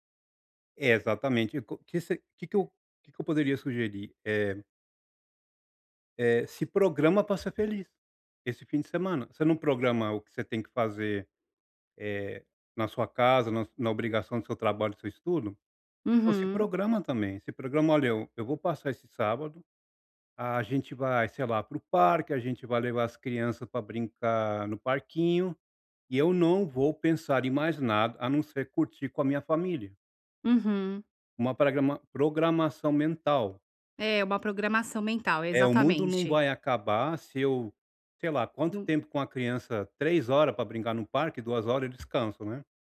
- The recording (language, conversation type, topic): Portuguese, advice, Por que me sinto culpado ou ansioso ao tirar um tempo livre?
- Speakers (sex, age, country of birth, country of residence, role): female, 50-54, Brazil, United States, user; male, 40-44, United States, United States, advisor
- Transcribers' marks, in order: tapping; other background noise